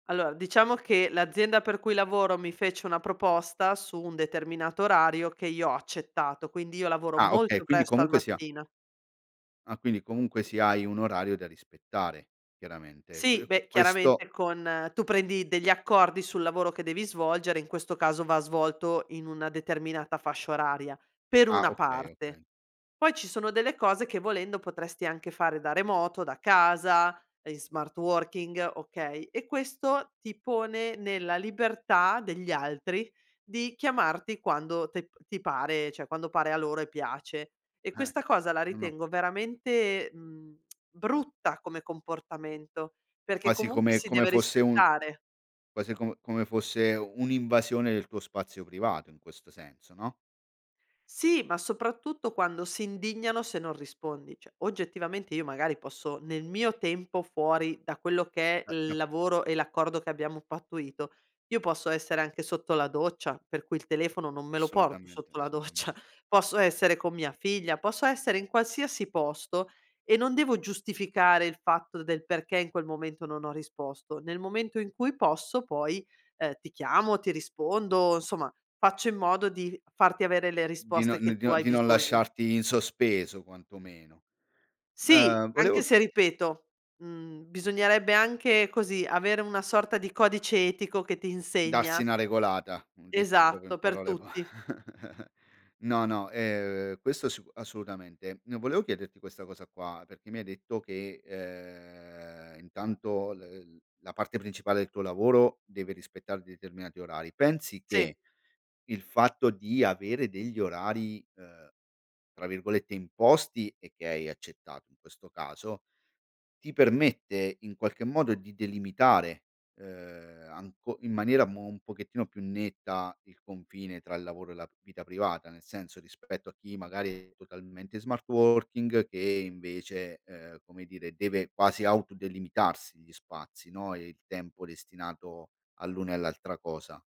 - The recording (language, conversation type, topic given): Italian, podcast, Come gestisci il confine tra lavoro e vita privata?
- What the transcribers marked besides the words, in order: "cioè" said as "ceh"; tsk; laughing while speaking: "doccia"; chuckle; drawn out: "ehm"; drawn out: "ehm"